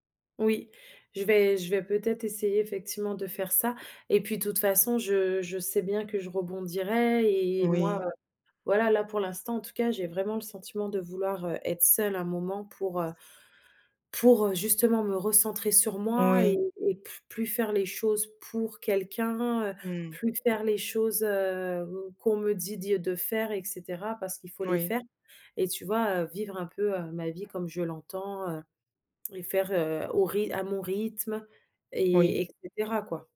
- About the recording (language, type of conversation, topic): French, advice, Pourquoi envisagez-vous de quitter une relation stable mais non épanouissante ?
- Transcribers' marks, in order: stressed: "pour"; tapping